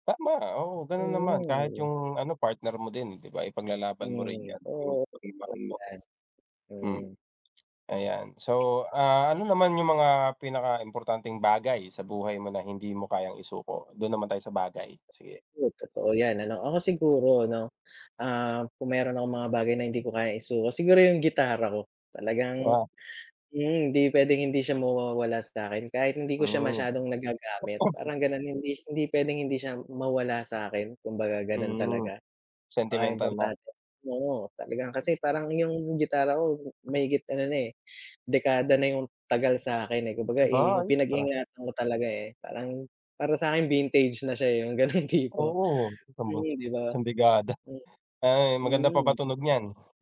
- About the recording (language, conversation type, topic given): Filipino, unstructured, Ano ang mga bagay na handa mong ipaglaban?
- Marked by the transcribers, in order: alarm; throat clearing; other background noise